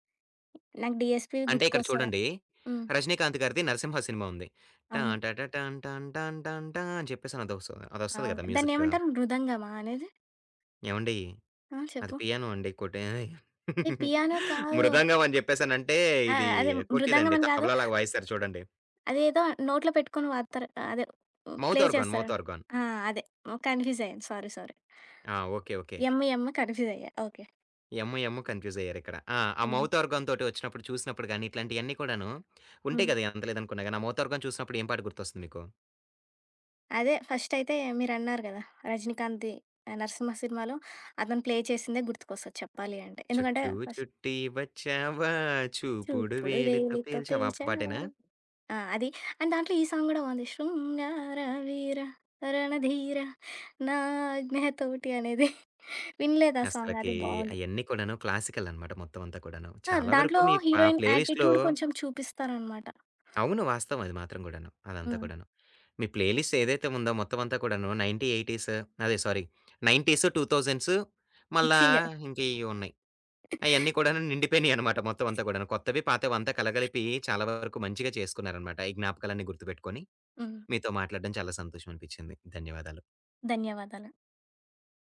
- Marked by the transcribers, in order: other background noise; in English: "మ్యూజిక్"; in English: "పియానో"; chuckle; in English: "పియానో"; "ఊదుతారు" said as "వాదుతారు"; in English: "ప్లే"; in English: "మౌతార్గాన్. మౌతార్గాన్"; in English: "కన్ఫ్యూజ్"; in English: "సారీ. సారీ"; in English: "యమ్ యమ్ కన్ఫ్యూజ్"; in English: "ఎమ్ ఎమ్"; in English: "మౌతార్గాన్‌తోటి"; in English: "మౌతార్గాన్"; in English: "ప్లే"; singing: "చుట్టూ చుట్టి వచ్చావా చూపుడు వేలితో పేల్చావా"; singing: "చూపుడు వేలితో పేల్చావా"; in English: "సాంగ్"; singing: "శృంగార వీర రణ ధీర నా ఆజ్ఞ తోటి"; giggle; in English: "సాంగ్"; in English: "హీరోయిన్ యాటిట్యూడ్"; in English: "ప్లేలిస్ట్‌లో"; in English: "నైన్టీ ఎయిటీస్"; in English: "సారీ నైన్టీస్ టూ థౌసండ్స్"; laugh
- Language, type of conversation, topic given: Telugu, podcast, పాత జ్ఞాపకాలు గుర్తుకొచ్చేలా మీరు ప్లేలిస్ట్‌కి ఏ పాటలను జోడిస్తారు?